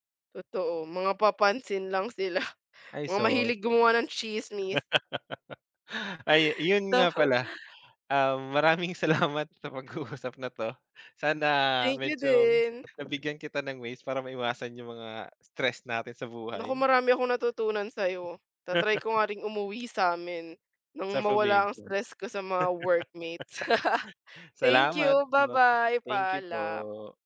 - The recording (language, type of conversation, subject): Filipino, unstructured, Paano mo hinaharap ang stress kapag marami kang gawain?
- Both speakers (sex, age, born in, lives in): female, 20-24, Philippines, Philippines; male, 30-34, Philippines, Philippines
- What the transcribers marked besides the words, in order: laugh; other background noise; laughing while speaking: "maraming salamat sa pag uusap na to"; laugh; laugh